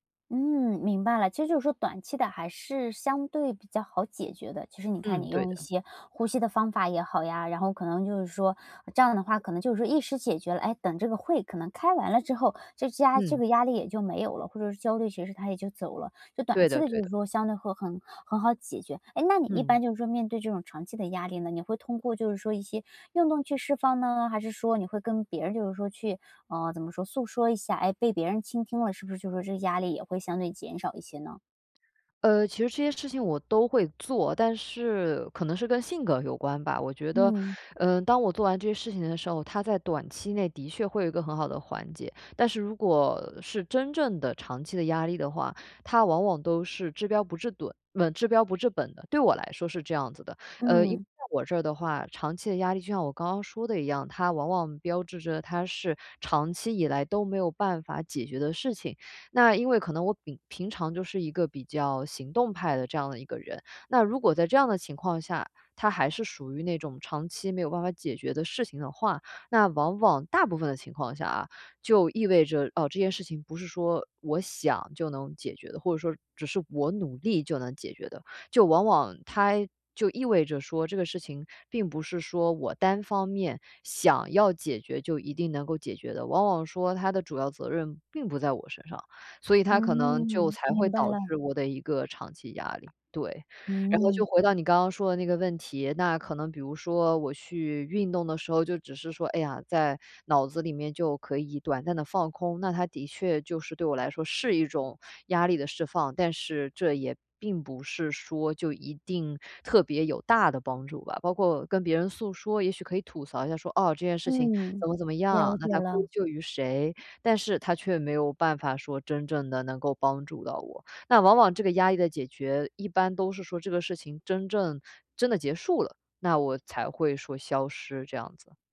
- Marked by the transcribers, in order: "治标不治本" said as "治标不治盹"; "嗯" said as "稳"; "平" said as "饼"; other background noise; "真正" said as "争正"
- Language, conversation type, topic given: Chinese, podcast, 如何应对长期压力？